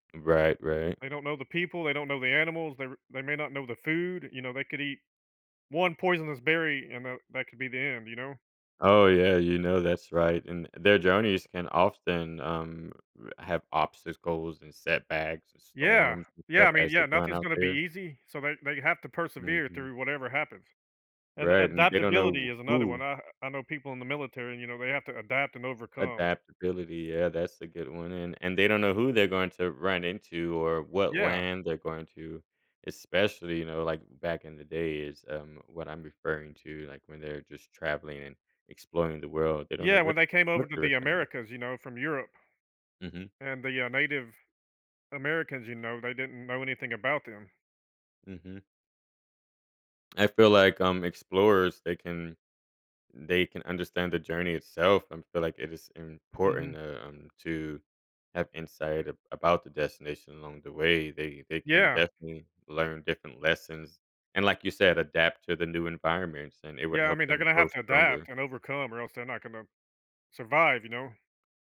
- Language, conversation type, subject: English, unstructured, What can explorers' perseverance teach us?
- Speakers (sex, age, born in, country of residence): male, 35-39, Germany, United States; male, 50-54, United States, United States
- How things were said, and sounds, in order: tapping; other background noise